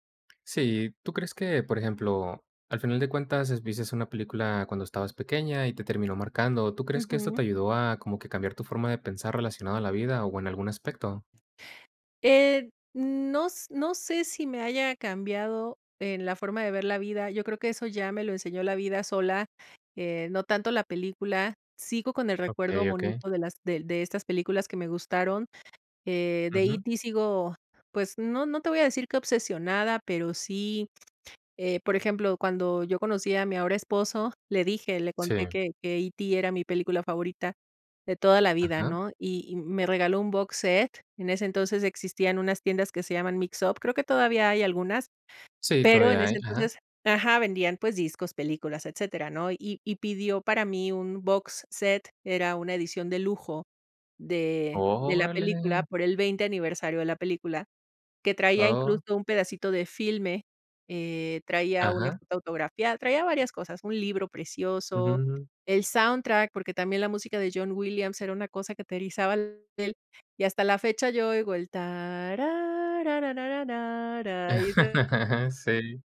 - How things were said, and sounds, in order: in English: "box set"; in English: "box set"; drawn out: "¡Órale!"; humming a tune; laugh; unintelligible speech
- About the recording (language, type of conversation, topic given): Spanish, podcast, ¿Puedes contarme sobre una película que te marcó?